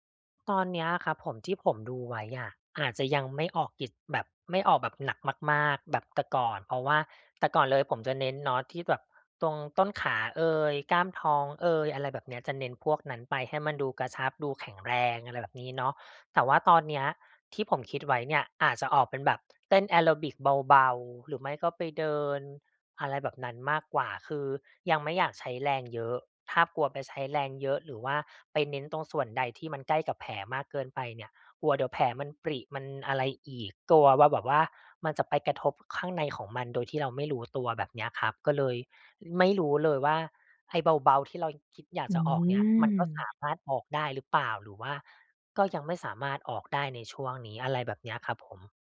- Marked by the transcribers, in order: "กิส" said as "กิจ"
- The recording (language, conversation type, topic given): Thai, advice, ฉันกลัวว่าจะกลับไปออกกำลังกายอีกครั้งหลังบาดเจ็บเล็กน้อย ควรทำอย่างไรดี?